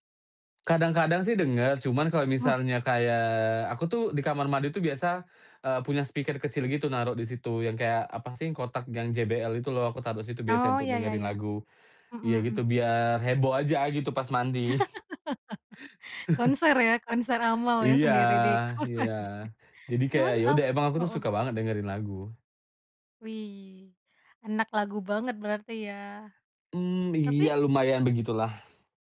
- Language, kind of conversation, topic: Indonesian, podcast, Lagu apa yang paling sering bikin kamu mewek, dan kenapa?
- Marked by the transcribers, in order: in English: "speaker"; laugh; chuckle; laughing while speaking: "kamar mandi"; chuckle